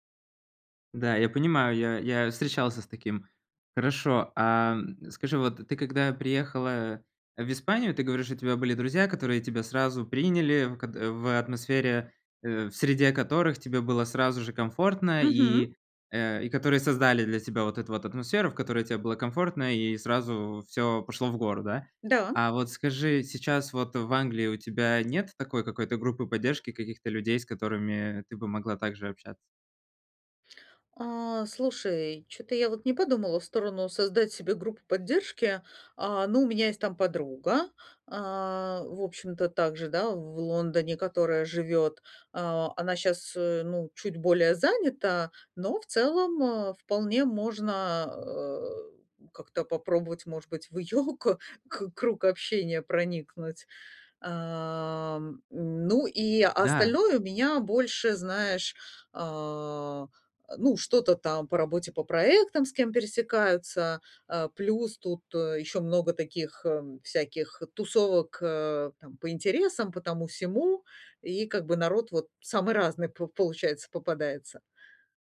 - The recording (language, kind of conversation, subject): Russian, advice, Как быстрее и легче привыкнуть к местным обычаям и культурным нормам?
- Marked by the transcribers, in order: none